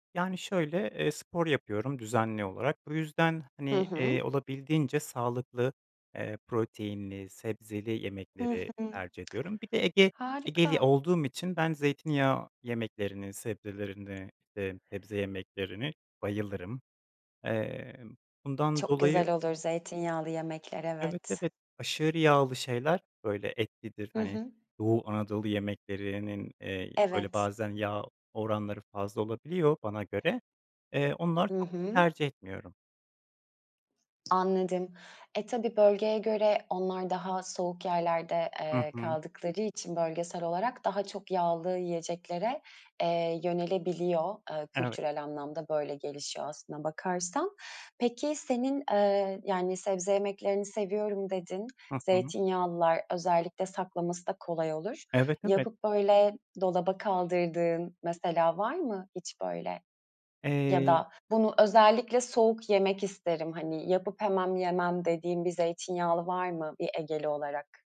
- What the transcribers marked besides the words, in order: other background noise; tapping
- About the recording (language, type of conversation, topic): Turkish, podcast, Günlük yemek planını nasıl oluşturuyorsun?